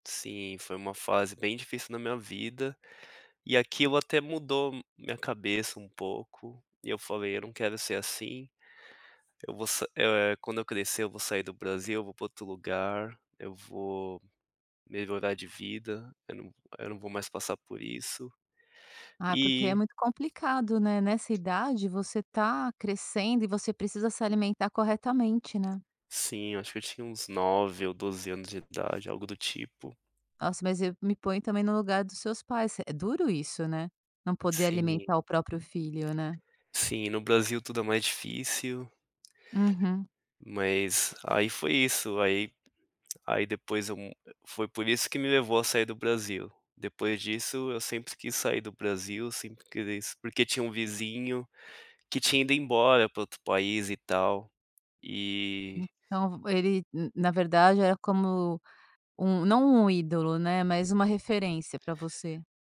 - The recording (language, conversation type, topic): Portuguese, podcast, Qual foi o momento que te ensinou a valorizar as pequenas coisas?
- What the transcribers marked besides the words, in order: none